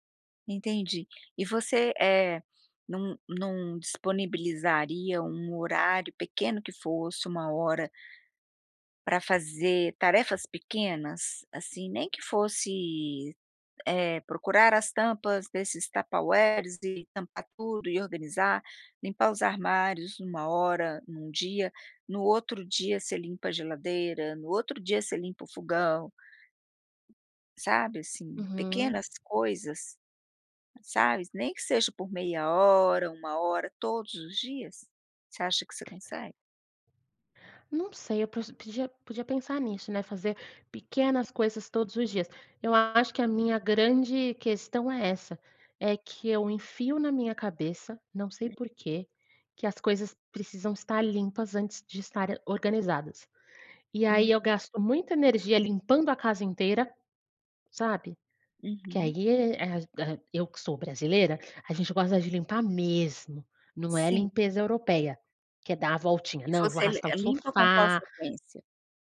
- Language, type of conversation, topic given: Portuguese, advice, Como posso parar de acumular bagunça e criar uma rotina diária de organização?
- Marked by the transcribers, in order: other noise